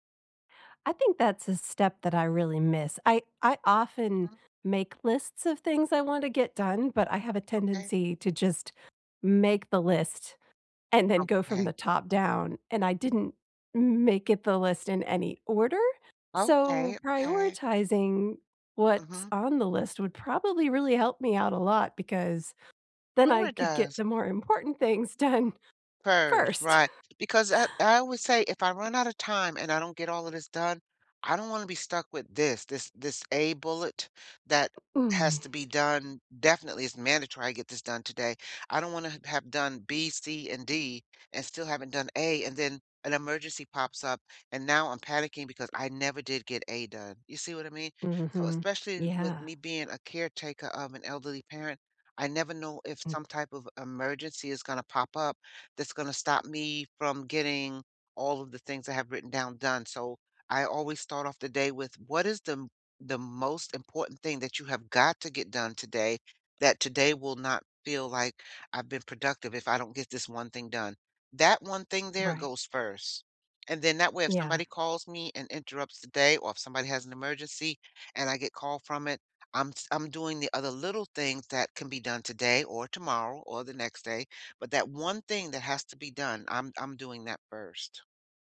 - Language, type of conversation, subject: English, unstructured, What tiny habit should I try to feel more in control?
- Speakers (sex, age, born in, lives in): female, 50-54, United States, United States; female, 60-64, United States, United States
- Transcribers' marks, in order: laughing while speaking: "and then"; laughing while speaking: "things done"; other background noise